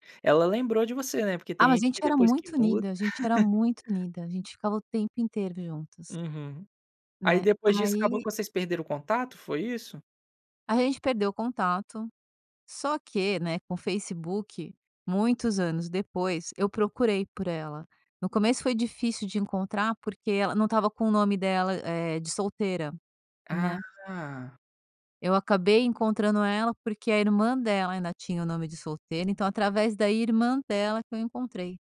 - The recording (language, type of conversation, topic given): Portuguese, podcast, O que é essencial, para você, em uma parceria a dois?
- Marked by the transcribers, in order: chuckle